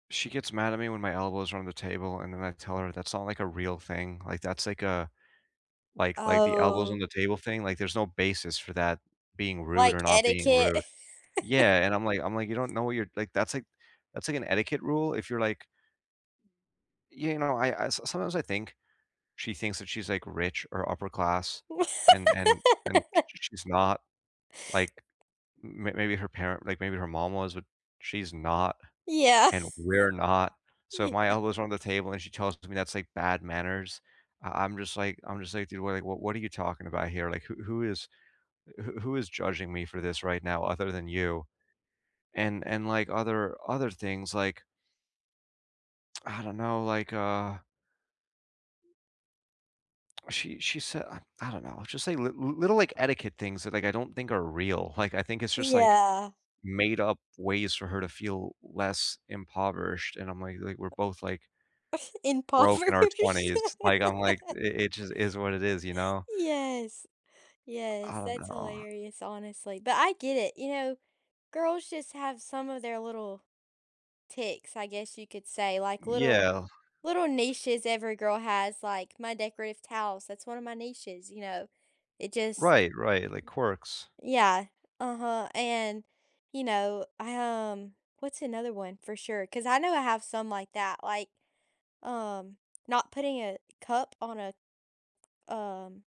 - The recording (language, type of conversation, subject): English, unstructured, How do you handle disagreements in a relationship?
- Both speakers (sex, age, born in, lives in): female, 20-24, United States, United States; male, 30-34, United States, United States
- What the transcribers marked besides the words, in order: laugh; other background noise; laugh; tapping; laughing while speaking: "Yeah Yeah"; laugh; laugh; laughing while speaking: "Impoverished"; laugh